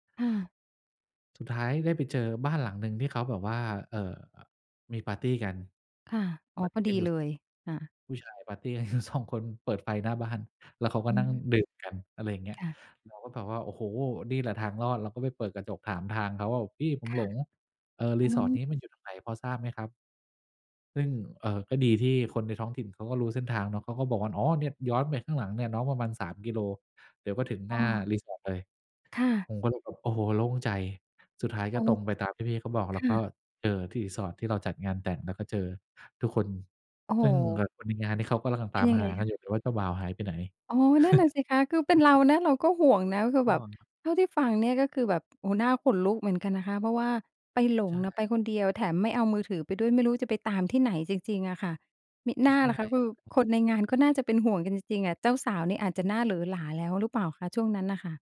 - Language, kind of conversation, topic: Thai, podcast, มีช่วงไหนที่คุณหลงทางแล้วได้บทเรียนสำคัญไหม?
- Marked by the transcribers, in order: laughing while speaking: "อยู่ สอง"; chuckle; tapping; unintelligible speech